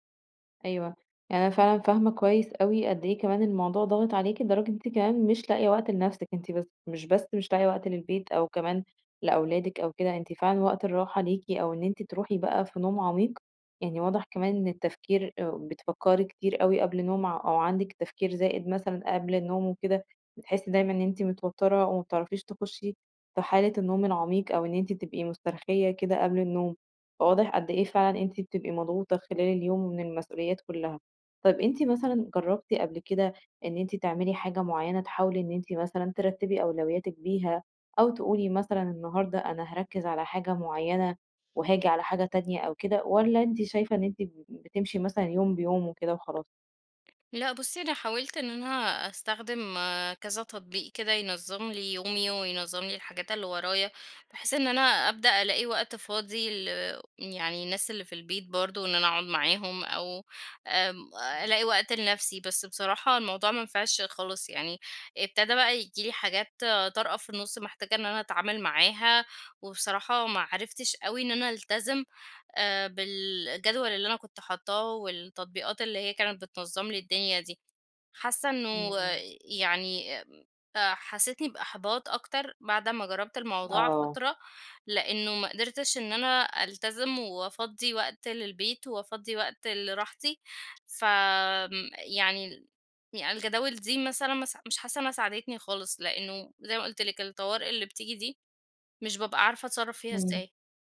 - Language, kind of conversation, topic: Arabic, advice, إزاي بتتعامل مع الإرهاق وعدم التوازن بين الشغل وحياتك وإنت صاحب بيزنس؟
- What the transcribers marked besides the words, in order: tapping; other background noise